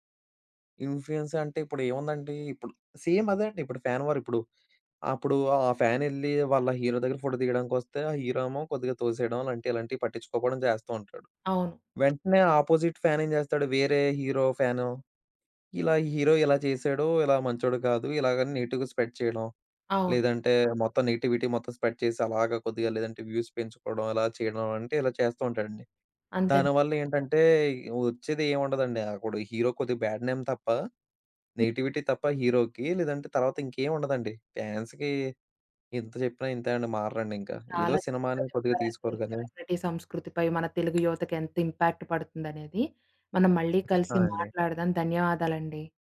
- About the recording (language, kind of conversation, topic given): Telugu, podcast, సెలెబ్రిటీ సంస్కృతి యువతపై ఎలాంటి ప్రభావం చూపుతుంది?
- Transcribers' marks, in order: in English: "ఇన్‌ఫ్లుయెన్స్"; in English: "సేమ్"; in English: "ఫ్యాన్ వార్"; in English: "హీరో"; in English: "హీరో"; in English: "అపోజిట్ ఫ్యాన్"; in English: "హీరో"; in English: "హీరో"; in English: "నెగిటివ్‌గా స్ప్రెడ్"; in English: "నెగటివిటీ"; in English: "స్ప్రెడ్"; in English: "వ్యూస్"; in English: "హీరో"; in English: "బ్యాడ్ నేమ్"; in English: "నెగిటివిటీ"; in English: "హీరోకి"; in English: "ఫ్యాన్స్‌కి"; in English: "సెలబ్రిటీ"; other background noise; in English: "ఇంపాక్ట్"